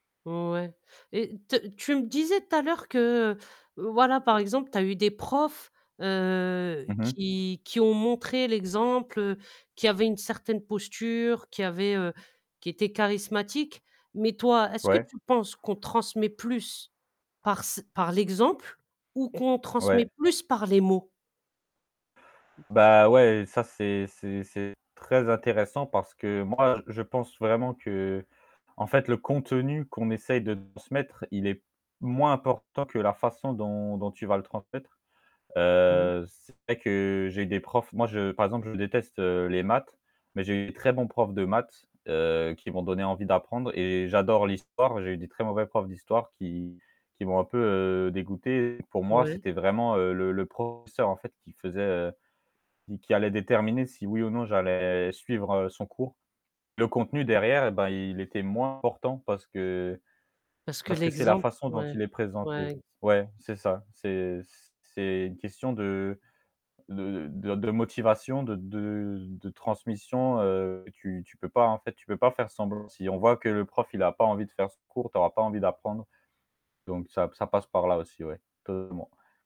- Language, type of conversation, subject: French, podcast, Qu’est-ce que tu transmets à la génération suivante ?
- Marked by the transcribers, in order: static; tapping; distorted speech; other background noise; unintelligible speech